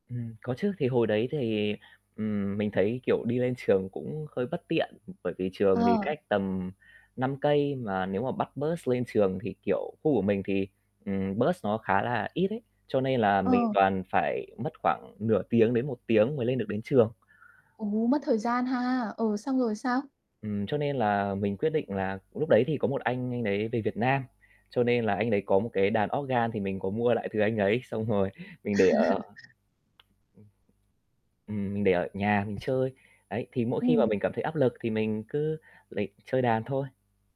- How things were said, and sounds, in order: static; in English: "bus"; in English: "bus"; other background noise; laugh; laughing while speaking: "xong rồi"; tapping; distorted speech
- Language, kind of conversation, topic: Vietnamese, podcast, Làm sao để việc học trở nên vui hơn thay vì gây áp lực?